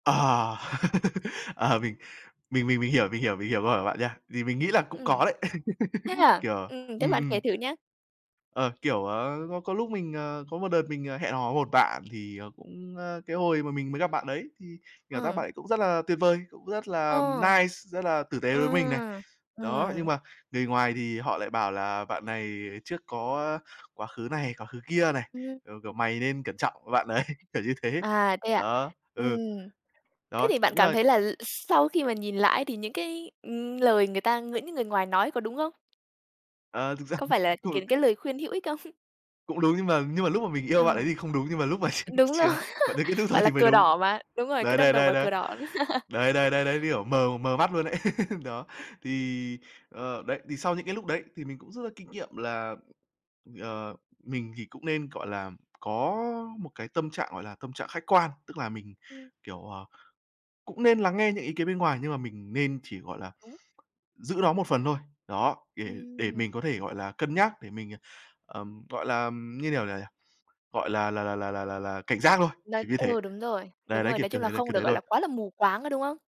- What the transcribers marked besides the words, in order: laugh; laughing while speaking: "Ờ"; laugh; other background noise; in English: "nice"; tapping; laughing while speaking: "đấy"; laughing while speaking: "ra"; unintelligible speech; laughing while speaking: "không?"; laughing while speaking: "rồi"; chuckle; laughing while speaking: "mà chia chia"; laughing while speaking: "kết thúc rồi"; laugh; laugh
- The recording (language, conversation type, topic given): Vietnamese, podcast, Bạn quyết định như thế nào để biết một mối quan hệ nên tiếp tục hay nên kết thúc?
- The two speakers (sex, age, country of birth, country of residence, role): female, 20-24, Vietnam, Vietnam, host; male, 20-24, Vietnam, Vietnam, guest